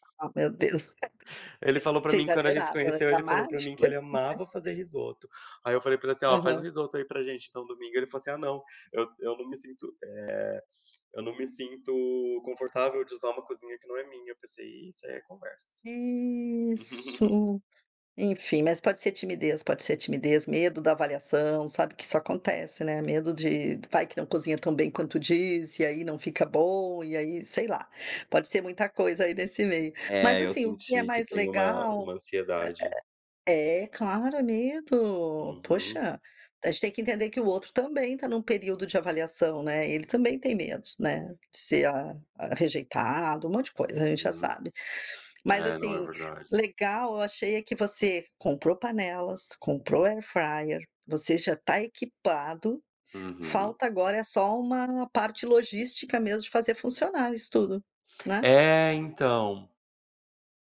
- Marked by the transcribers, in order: laugh; unintelligible speech; laugh; drawn out: "Isso"; giggle; other noise
- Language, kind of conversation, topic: Portuguese, advice, Como a sua rotina lotada impede você de preparar refeições saudáveis?